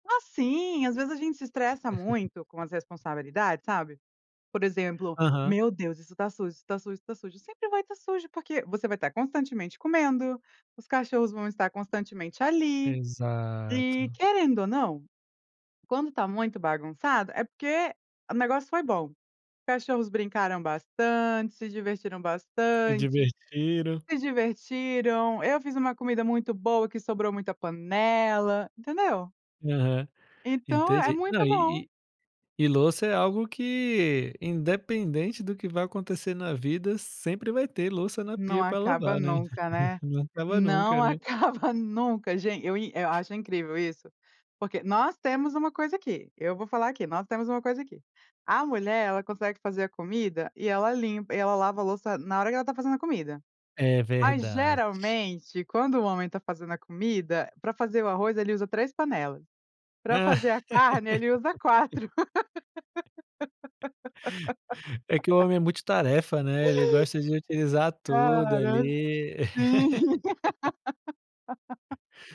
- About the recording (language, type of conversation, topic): Portuguese, podcast, Como equilibrar lazer e responsabilidades do dia a dia?
- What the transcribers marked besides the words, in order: laugh; chuckle; tapping; laugh; laugh; laugh